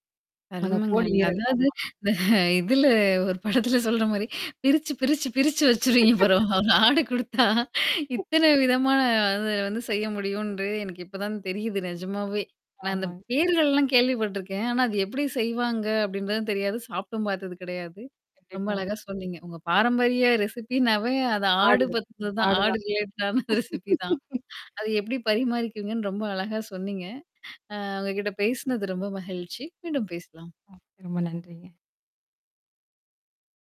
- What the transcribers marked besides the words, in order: laughing while speaking: "அருமங்க நீங்க. அதாவது இந்த இதுல … தான் தெரியுது நெஜமாவே"; distorted speech; laugh; tapping; in English: "ரெசிபின்னாவே"; laughing while speaking: "ஆடுது. ஆடுதான்"; laughing while speaking: "ஆடு ரிலேட்டடான ரெசிபி தான்"; in English: "ரிலேட்டடான ரெசிபி"
- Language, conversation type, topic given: Tamil, podcast, பாரம்பரிய சமையல் குறிப்பை தலைமுறைகள் கடந்து பகிர்ந்து கொண்டதைக் குறித்து ஒரு சின்னக் கதை சொல்ல முடியுமா?